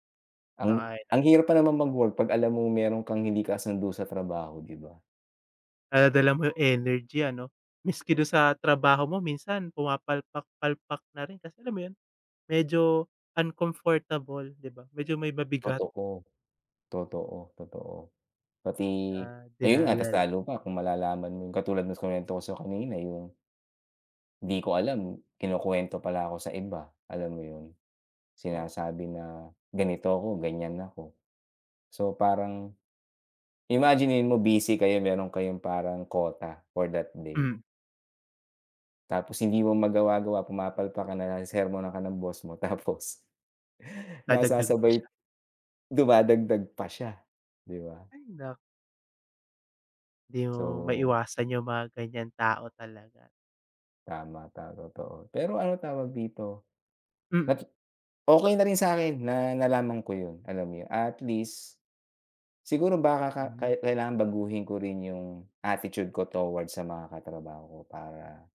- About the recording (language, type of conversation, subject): Filipino, unstructured, Paano mo hinaharap ang mga taong hindi tumatanggap sa iyong pagkatao?
- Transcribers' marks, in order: laughing while speaking: "Tapos, nasasabay"; other background noise; tapping